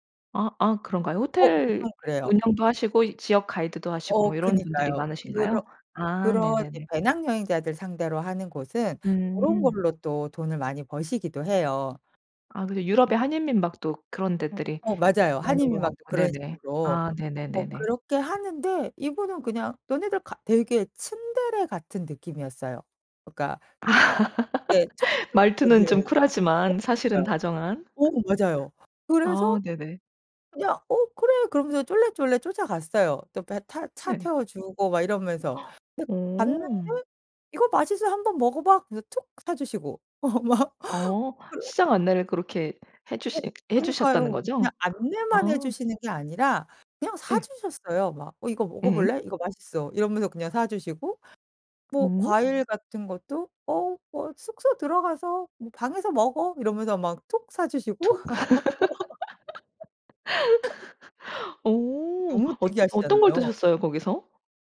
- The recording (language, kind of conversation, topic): Korean, podcast, 뜻밖의 친절을 받은 적이 있으신가요?
- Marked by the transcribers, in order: tapping; other background noise; laugh; gasp; put-on voice: "이거 맛있어. 한번 먹어봐"; laughing while speaking: "어 막"; laugh